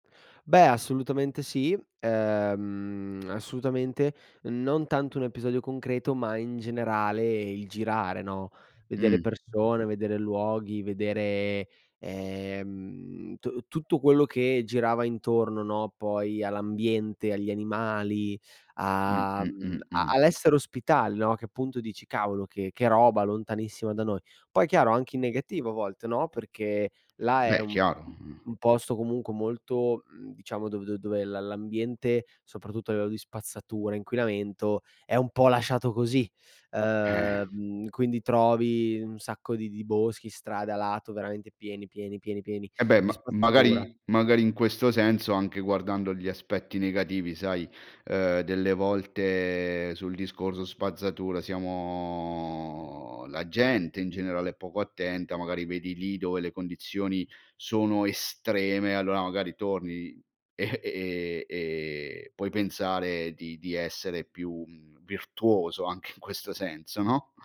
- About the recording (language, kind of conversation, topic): Italian, podcast, Qual è il viaggio che ti ha cambiato la vita?
- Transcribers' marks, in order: drawn out: "ehm"; other background noise; tapping; drawn out: "ehm"; teeth sucking; drawn out: "Ehm"; drawn out: "volte"; "discorso" said as "discorzo"; drawn out: "siamo"; laughing while speaking: "e"; laughing while speaking: "in questo"